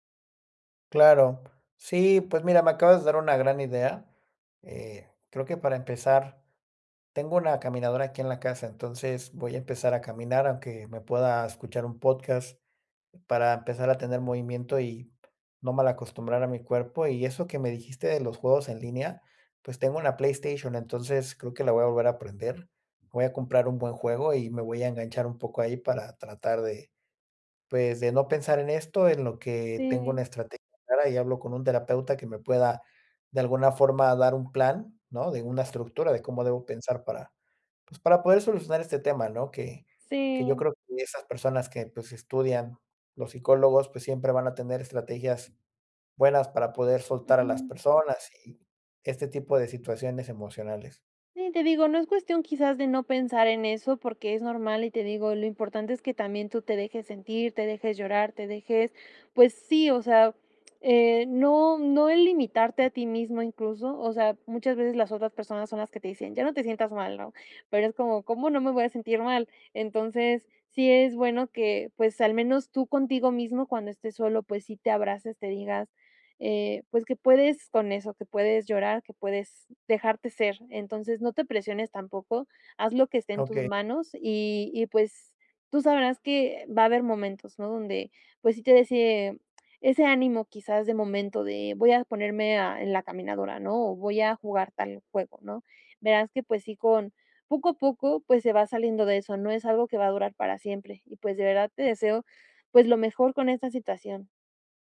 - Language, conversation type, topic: Spanish, advice, ¿Cómo puedo aceptar la nueva realidad después de que terminó mi relación?
- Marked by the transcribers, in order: none